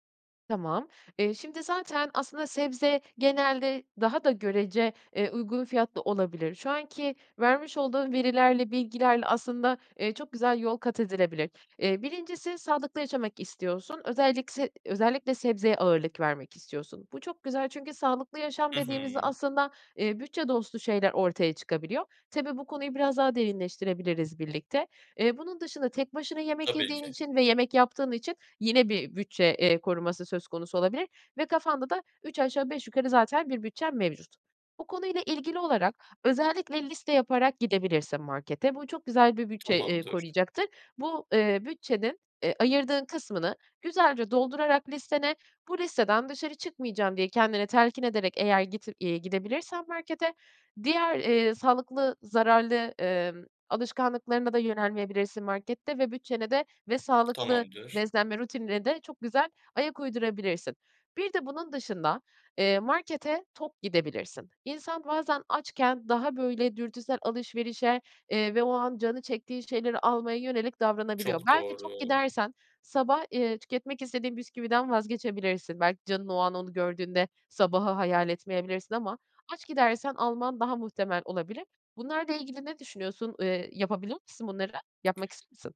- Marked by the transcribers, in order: other background noise
- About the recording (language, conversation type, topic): Turkish, advice, Sınırlı bir bütçeyle sağlıklı ve hesaplı market alışverişini nasıl yapabilirim?